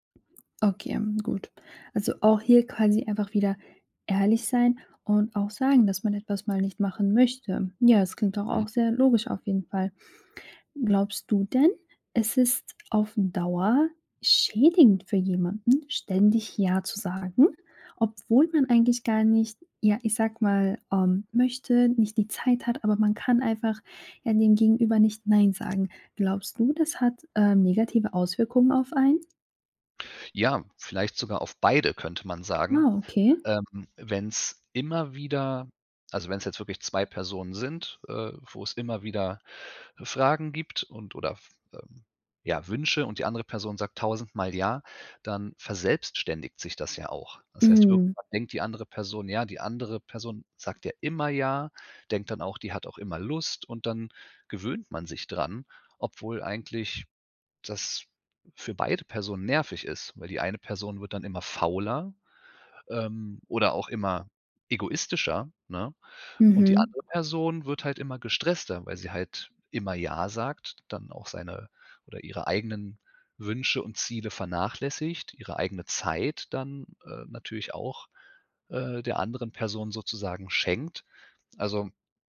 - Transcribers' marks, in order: none
- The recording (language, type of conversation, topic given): German, podcast, Wie sagst du Nein, ohne die Stimmung zu zerstören?